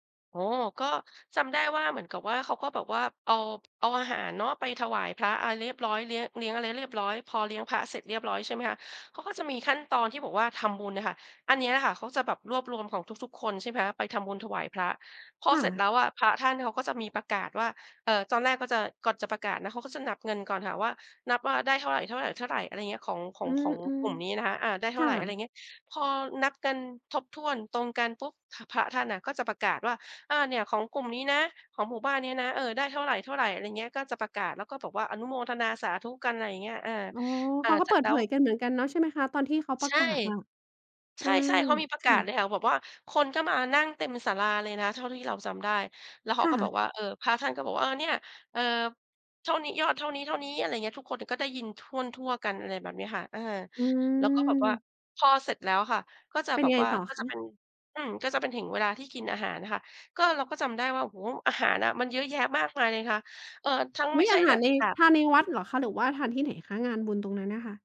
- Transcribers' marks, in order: none
- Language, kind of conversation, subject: Thai, podcast, คุณช่วยเล่าประสบการณ์การไปเยือนชุมชนท้องถิ่นที่ต้อนรับคุณอย่างอบอุ่นให้ฟังหน่อยได้ไหม?